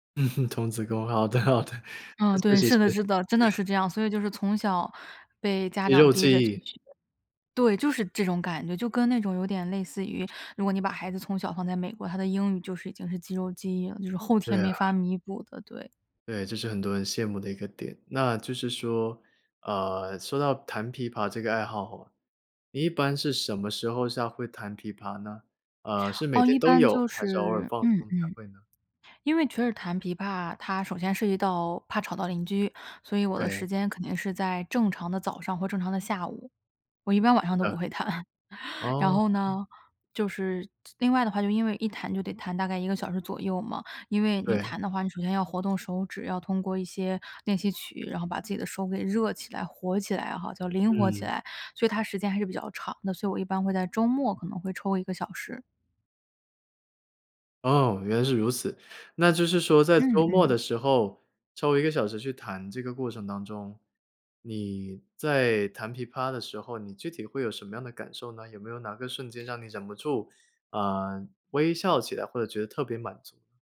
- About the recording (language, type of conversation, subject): Chinese, podcast, 你平常有哪些能让你开心的小爱好？
- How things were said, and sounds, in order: chuckle; laughing while speaking: "好的 好的"; other background noise; laughing while speaking: "弹"